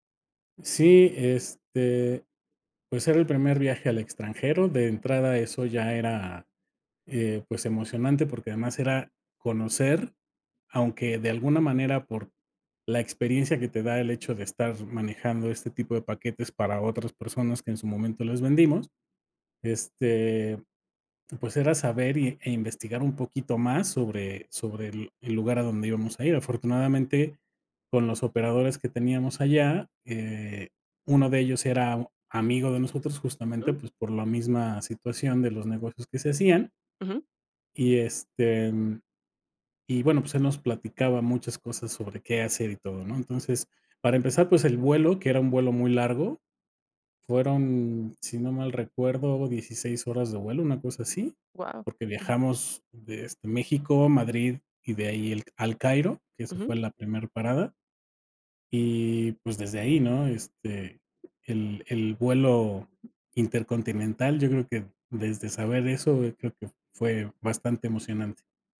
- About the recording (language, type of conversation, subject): Spanish, podcast, ¿Qué viaje te cambió la vida y por qué?
- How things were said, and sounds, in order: none